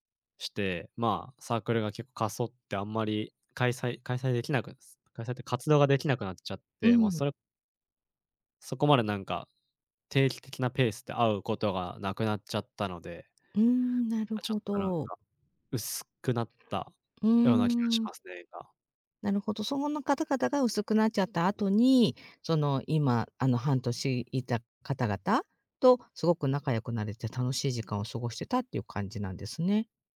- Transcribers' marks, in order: none
- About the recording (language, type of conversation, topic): Japanese, advice, 新しい環境で友達ができず、孤独を感じるのはどうすればよいですか？